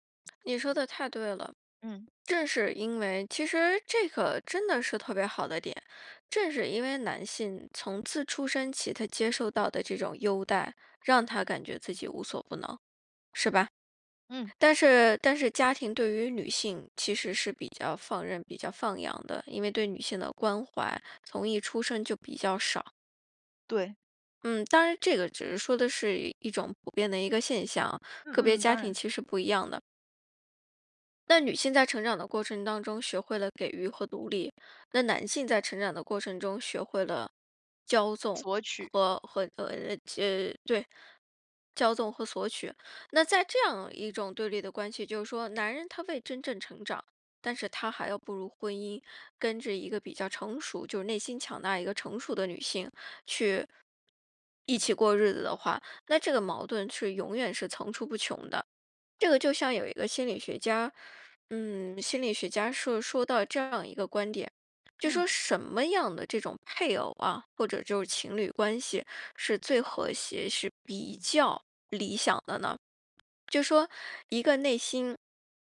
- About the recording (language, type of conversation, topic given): Chinese, advice, 我怎样才能让我的日常行动与我的价值观保持一致？
- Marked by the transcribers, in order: other background noise